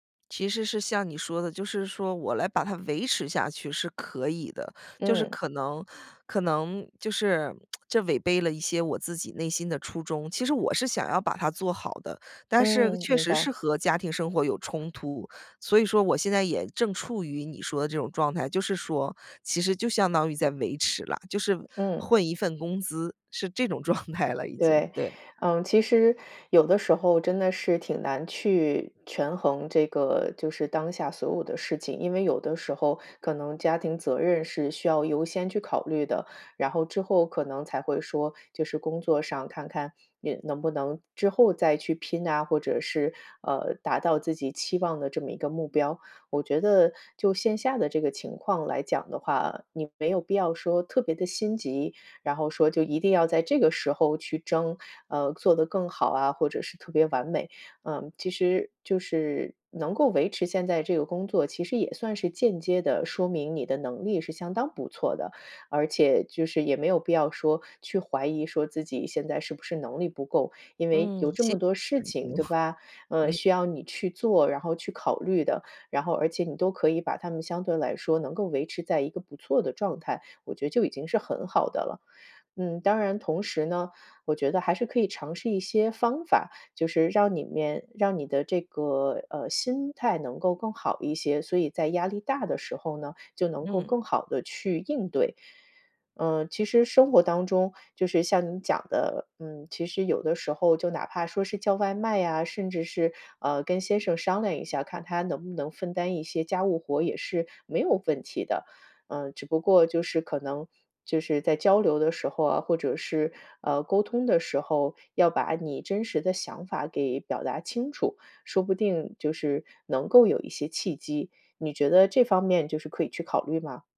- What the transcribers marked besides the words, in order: lip smack; laughing while speaking: "状态"; unintelligible speech; chuckle
- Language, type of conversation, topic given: Chinese, advice, 压力下的自我怀疑